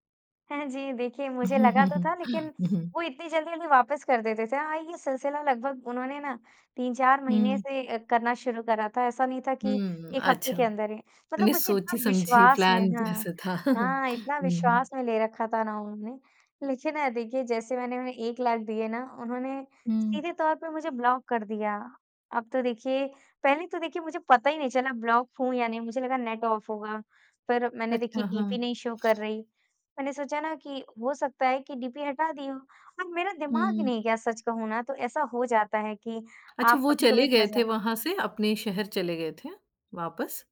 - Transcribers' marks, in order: laugh; in English: "प्लान"; laugh; tapping; in English: "ऑफ"; in English: "शो"; other background noise
- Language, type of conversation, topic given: Hindi, podcast, क्या कभी किसी अजनबी ने आपको कोई बड़ा सबक सिखाया है?